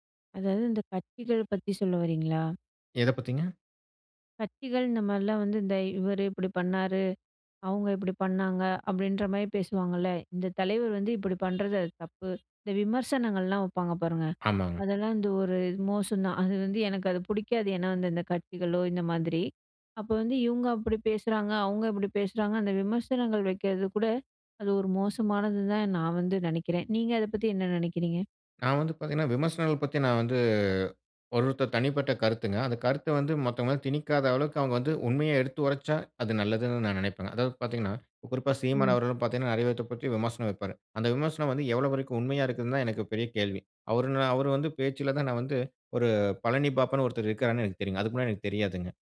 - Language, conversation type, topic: Tamil, podcast, பிரதிநிதித்துவம் ஊடகங்களில் சரியாக காணப்படுகிறதா?
- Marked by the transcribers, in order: "கட்சிகள்" said as "கத்திகள்"; anticipating: "எத பத்திங்க?"; horn; drawn out: "வந்து"